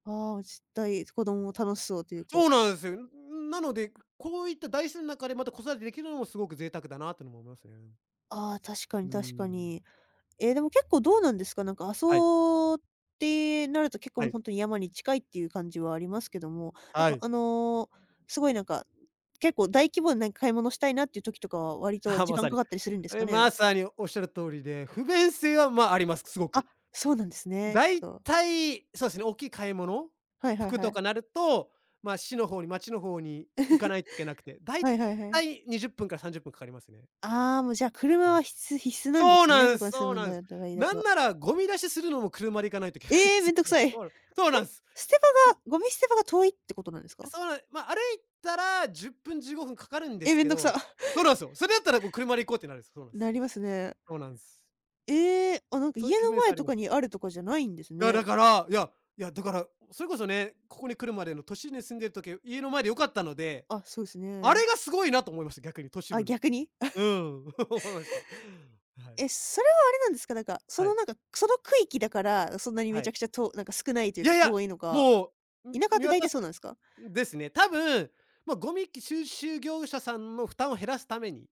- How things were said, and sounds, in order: chuckle; chuckle; surprised: "ええ！面倒くさい"; chuckle; laughing while speaking: "思いました"
- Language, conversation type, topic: Japanese, podcast, あなたの身近な自然の魅力は何ですか？